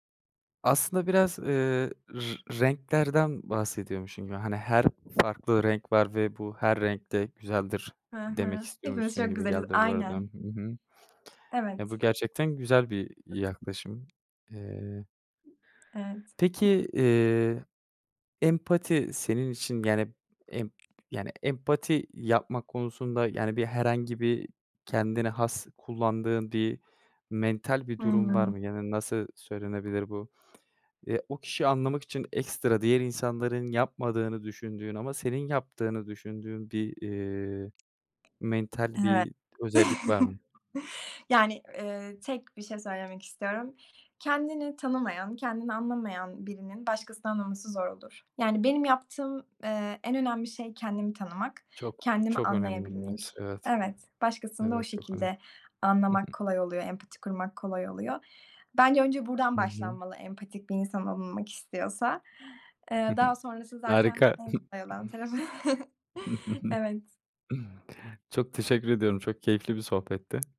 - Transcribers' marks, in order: tapping; other background noise; other noise; chuckle; chuckle; giggle; chuckle
- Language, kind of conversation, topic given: Turkish, podcast, Empati kurarken nelere dikkat edersin?